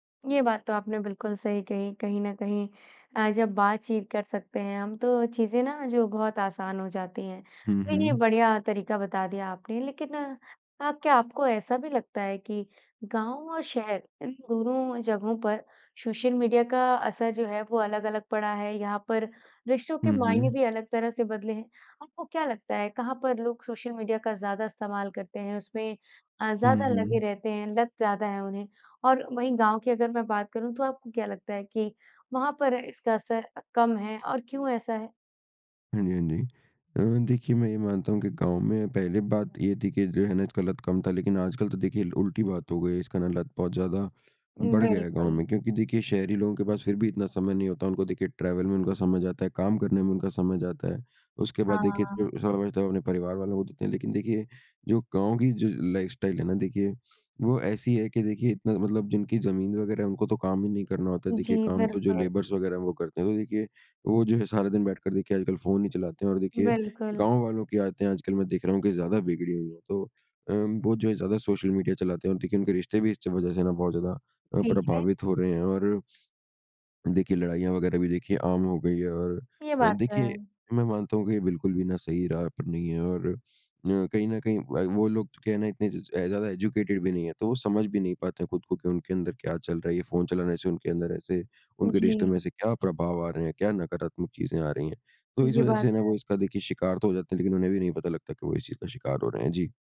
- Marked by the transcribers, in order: tapping; in English: "ट्रेवल"; in English: "लाइफ़स्टाइल"; in English: "लेबर्स"; in English: "एजुकेटेड"
- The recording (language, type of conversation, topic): Hindi, podcast, सोशल मीडिया ने आपके रिश्तों को कैसे प्रभावित किया है?